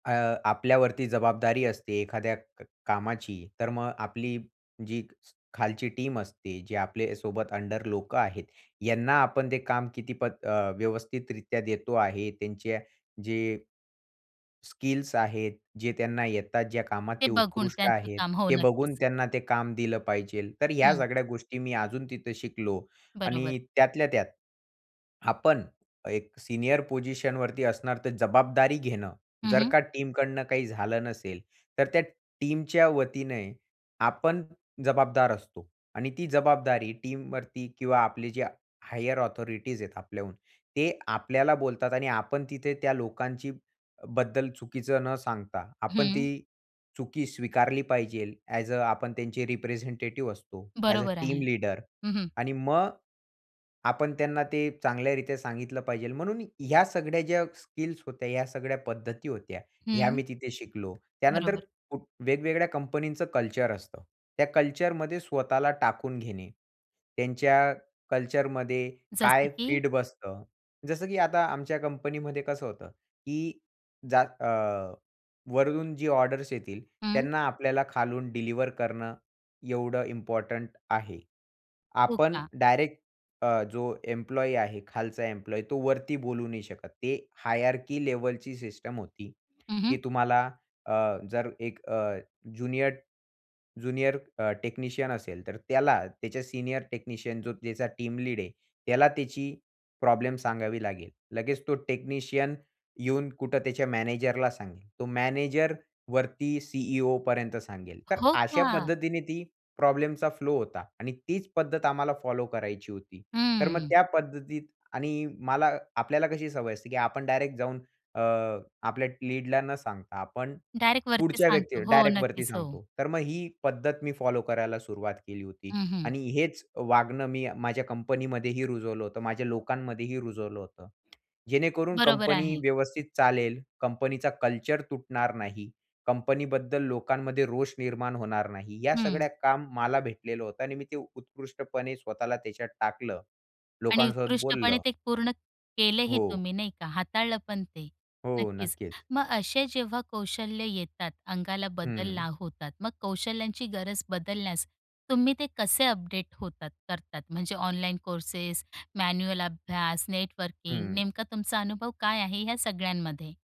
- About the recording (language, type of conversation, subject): Marathi, podcast, नोकरीतील बदलांना तुम्ही कसे जुळवून घ्याल?
- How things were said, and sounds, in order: in English: "टीम"; in English: "अंडर"; "त्यांच्या" said as "तेंच्या"; "पाहिजे" said as "पाहिजेल"; in English: "टीमकडून"; in English: "टीमच्या"; in English: "टीमवरती"; in English: "हायर"; "पाहिजे" said as "पाहिजेल"; in English: "अ‍ॅज"; in English: "रिप्रेझेंटेटिव्ह"; in English: "अ‍ॅज अ टीम"; in English: "हायरार्की"; in English: "टेक्निशियन"; in English: "टेक्निशियन"; in English: "टीम लीड"; in English: "टेक्निशियन"; in English: "सीईओपर्यंत"; surprised: "हो, का?"; in English: "लीडला"; tapping; in English: "मॅन्युअल"